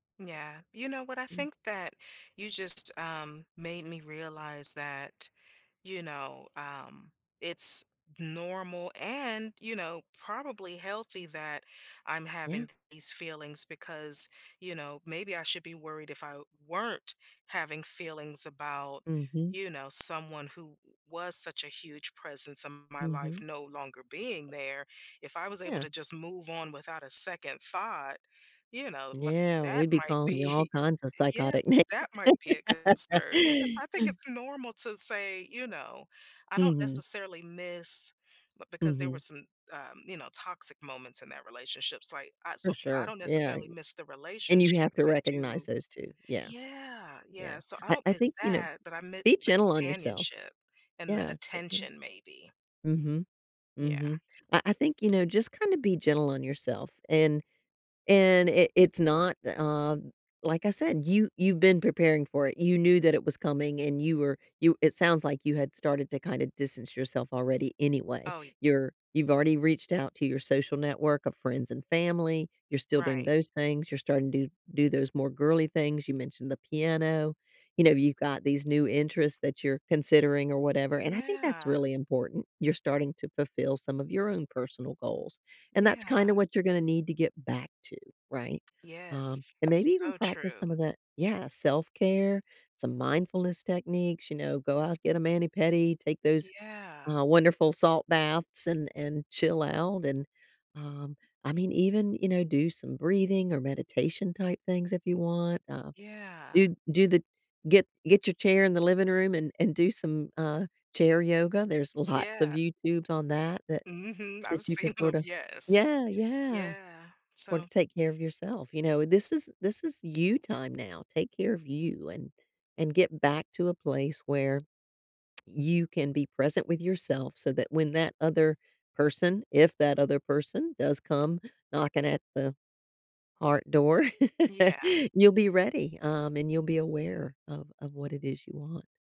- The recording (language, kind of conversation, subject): English, advice, How do I cope with loneliness after a breakup?
- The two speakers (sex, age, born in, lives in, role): female, 50-54, United States, United States, user; female, 60-64, United States, United States, advisor
- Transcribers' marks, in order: other background noise; stressed: "and"; laughing while speaking: "be"; laughing while speaking: "names"; laugh; sigh; tapping; laughing while speaking: "seen them"; laughing while speaking: "lots"; laugh